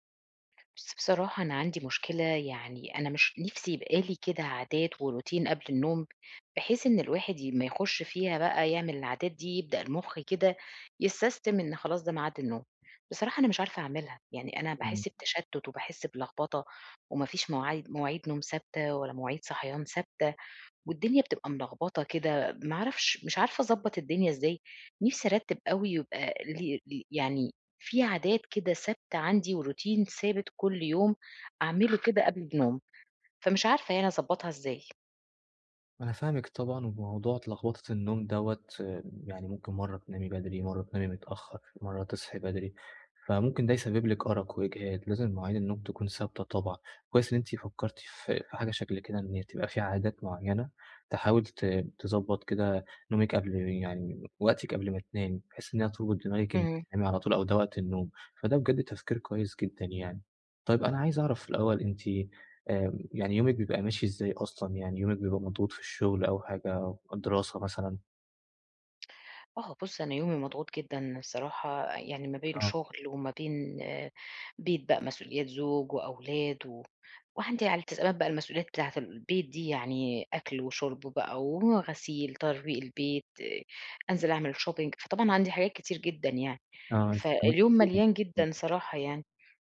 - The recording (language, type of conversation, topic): Arabic, advice, إزاي أنظم عاداتي قبل النوم عشان يبقى عندي روتين نوم ثابت؟
- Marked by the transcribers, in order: in English: "وروتين"; in English: "يسستم"; in English: "وروتين"; other background noise; in English: "shopping"